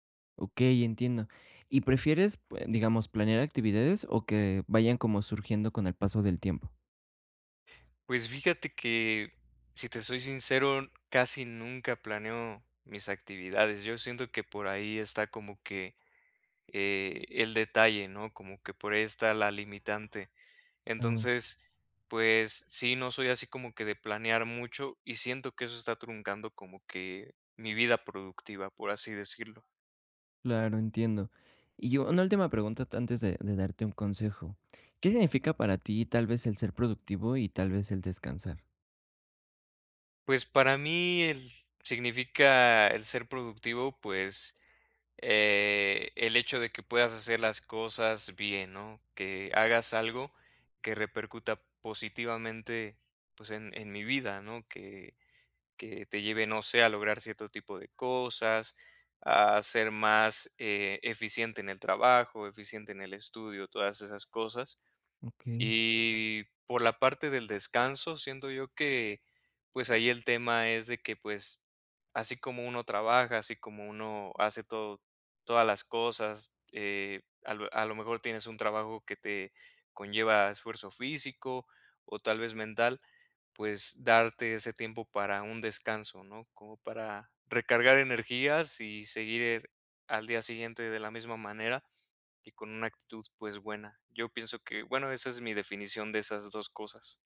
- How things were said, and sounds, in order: none
- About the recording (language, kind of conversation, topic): Spanish, advice, ¿Cómo puedo equilibrar mi tiempo entre descansar y ser productivo los fines de semana?